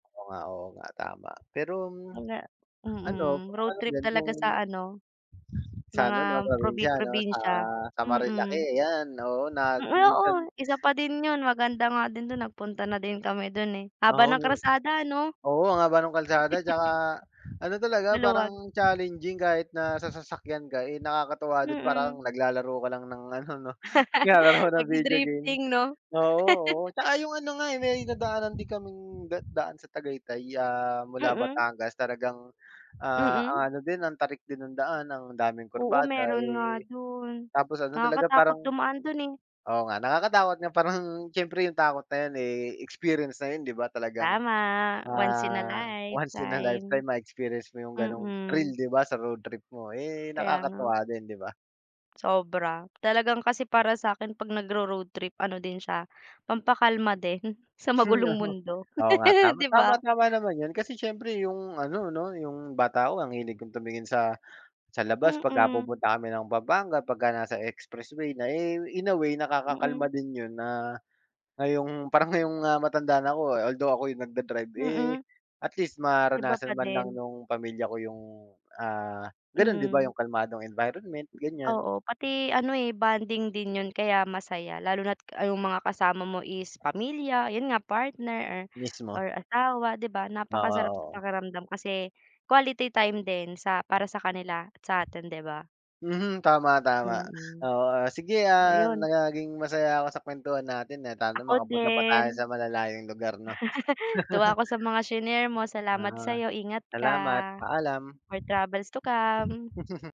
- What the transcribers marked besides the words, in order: fan; laugh; laugh; laugh; in English: "once in a lifetime"; in English: "once in a lifetime"; laugh; laugh; in English: "More travels to come"; laugh; laugh
- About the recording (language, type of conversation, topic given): Filipino, unstructured, Ano ang pinakamasayang alaala mo sa isang paglalakbay sa kalsada?